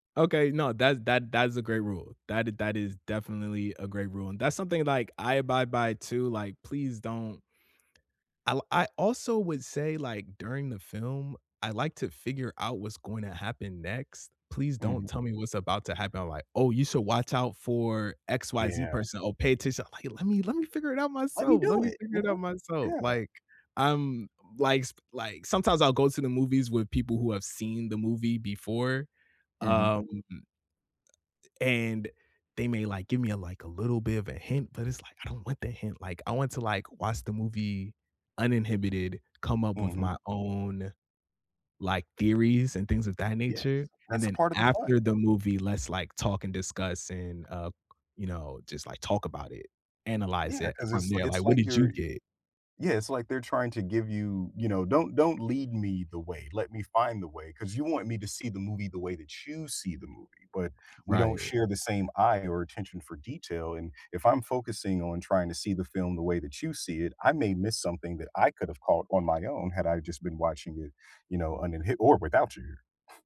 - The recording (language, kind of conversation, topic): English, unstructured, How do you choose a movie for a group hangout when some people want action and others love rom-coms?
- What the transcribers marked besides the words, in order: other background noise; tapping